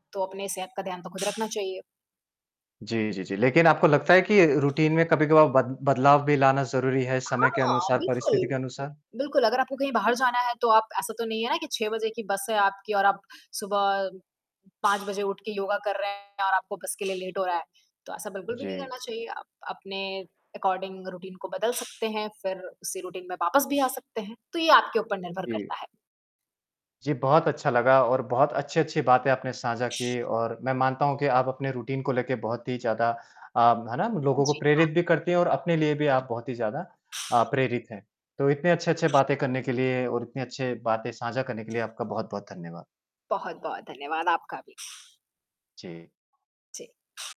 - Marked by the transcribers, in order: mechanical hum; other background noise; in English: "रूटीन"; distorted speech; in English: "लेट"; in English: "अकॉर्डिंग रूटीन"; in English: "रूटीन"; in English: "रूटीन"; static
- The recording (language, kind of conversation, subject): Hindi, podcast, आपकी रोज़ की रचनात्मक दिनचर्या कैसी होती है?